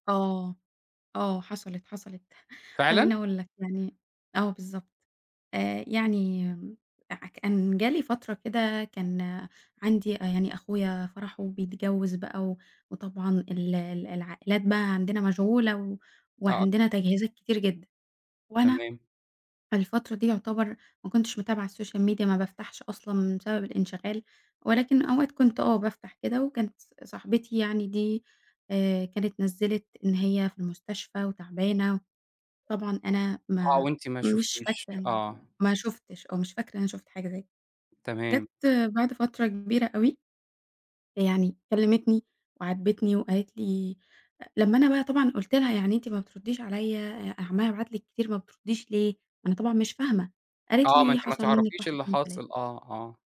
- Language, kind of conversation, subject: Arabic, podcast, إزاي نعرف إن حد مش مهتم بينا بس مش بيقول كده؟
- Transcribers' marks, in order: chuckle; in English: "الSocial Media"